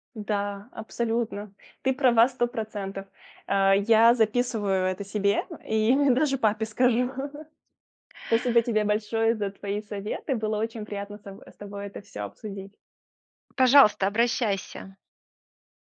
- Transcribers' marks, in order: laughing while speaking: "и даже папе скажу"; tapping
- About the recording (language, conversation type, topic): Russian, advice, Как понять, что для меня означает успех, если я боюсь не соответствовать ожиданиям других?